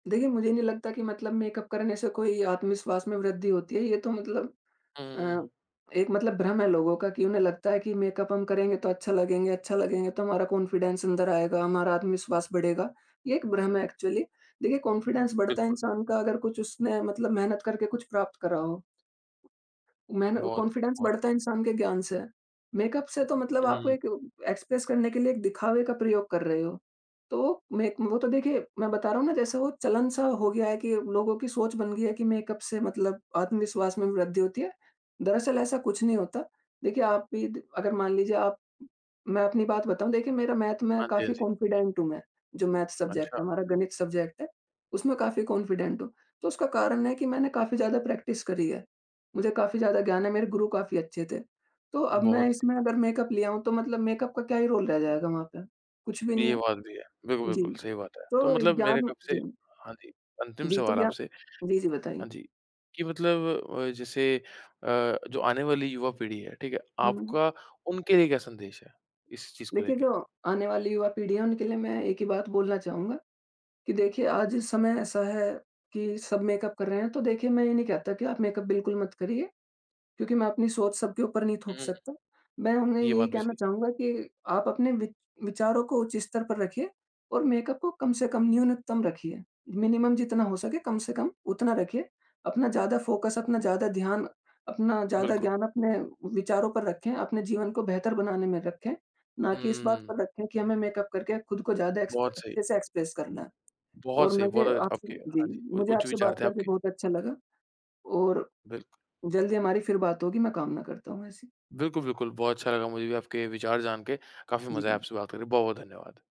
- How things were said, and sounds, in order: in English: "कॉन्फिडेंस"; in English: "एक्चुअली"; in English: "कॉन्फिडेंस"; in English: "कॉन्फिडेंस"; in English: "एक्सप्रेस"; in English: "मैथ"; in English: "कॉन्फिडेंट"; in English: "मैथ सब्जेक्ट"; in English: "सब्जेक्ट"; in English: "कॉन्फिडेंट"; in English: "प्रैक्टिस"; in English: "रोल"; in English: "एग्ज़ाम"; in English: "मिनिमम"; in English: "फ़ोकस"; other background noise; unintelligible speech; in English: "एक्सप्रेस"; tapping
- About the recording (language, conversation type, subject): Hindi, podcast, मेकअप हो या न हो, आप खुद को कैसे व्यक्त करते हैं?